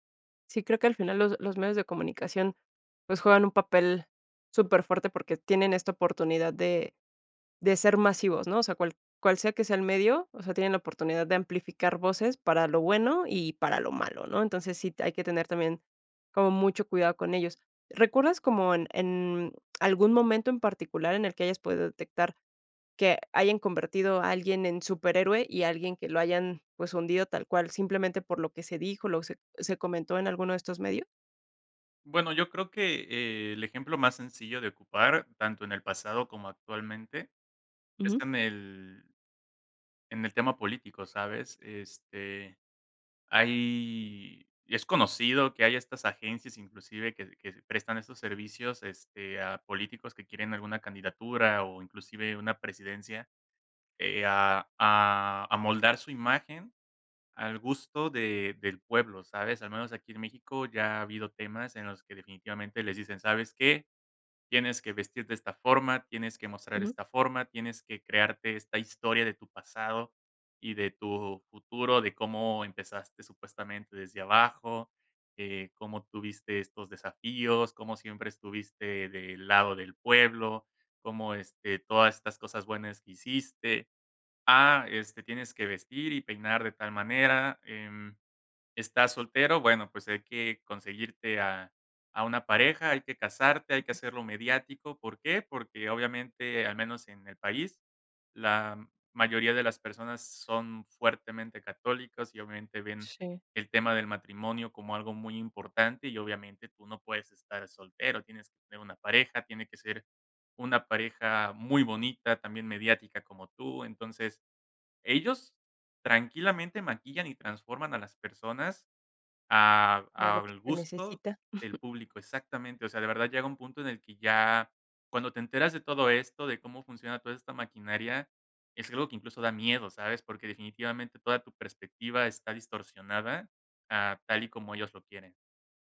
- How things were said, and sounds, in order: other background noise; chuckle
- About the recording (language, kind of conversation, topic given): Spanish, podcast, ¿Qué papel tienen los medios en la creación de héroes y villanos?